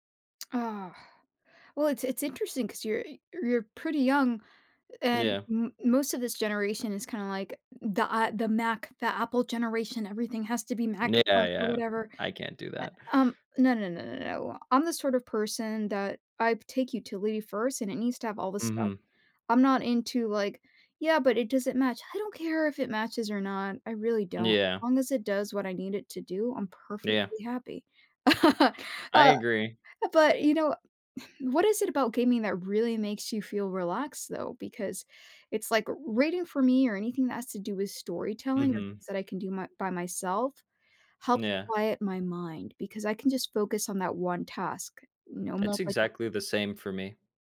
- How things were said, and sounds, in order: tsk; other background noise; laugh; sigh; tapping
- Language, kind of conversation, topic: English, unstructured, Which hobby should I try to help me relax?